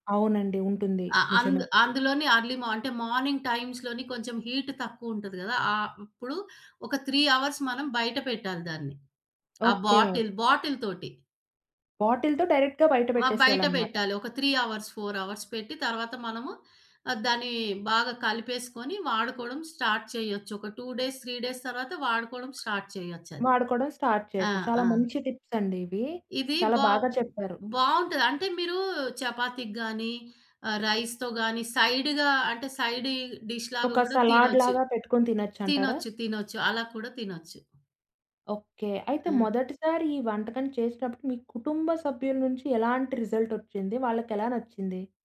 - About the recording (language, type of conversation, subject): Telugu, podcast, పాత వంటకాల్లో కొంచెం మార్పు చేసి మీరు కొత్త రుచిని కనుక్కున్నారా?
- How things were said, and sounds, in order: in English: "మార్నింగ్ టైమ్స్‌లోని"; in English: "హీట్"; in English: "త్రీ అవర్స్"; tapping; in English: "బాటిల్ బాటిల్‌తోటి"; in English: "బాటిల్‌తో డైరెక్ట్‌గా"; in English: "త్రీ అవర్స్, ఫోర్ అవర్స్"; in English: "స్టార్ట్"; in English: "టూ డేస్ త్రీ డేస్"; in English: "స్టార్ట్"; in English: "స్టార్ట్"; in English: "టిప్స్"; in English: "రైస్‌తో"; in English: "సైడ్‌గా"; in English: "సైడ్ డిష్‌లాగా"; in English: "సలాడ్‌లాగా"; other background noise; in English: "రిజల్ట్"